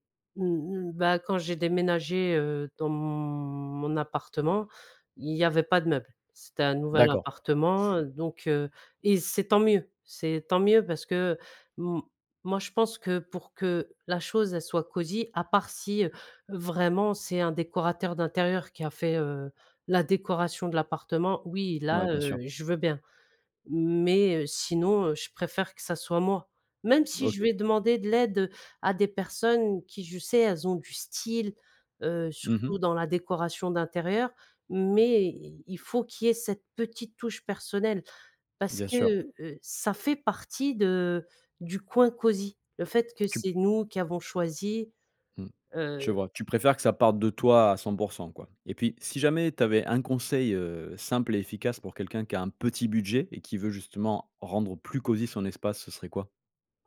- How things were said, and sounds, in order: drawn out: "mon"; other background noise; stressed: "tant mieux"; stressed: "petit"
- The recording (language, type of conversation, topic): French, podcast, Comment créer une ambiance cosy chez toi ?